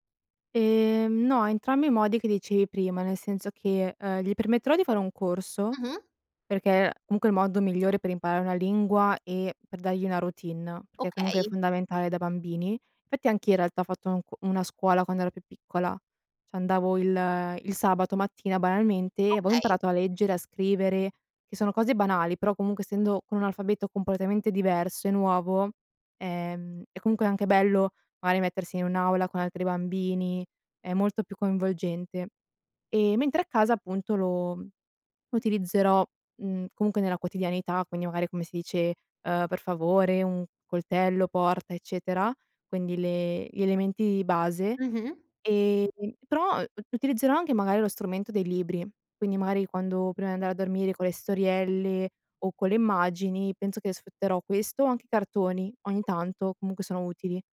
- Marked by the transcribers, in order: "dicevi" said as "dicei"
- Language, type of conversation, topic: Italian, podcast, Che ruolo ha la lingua in casa tua?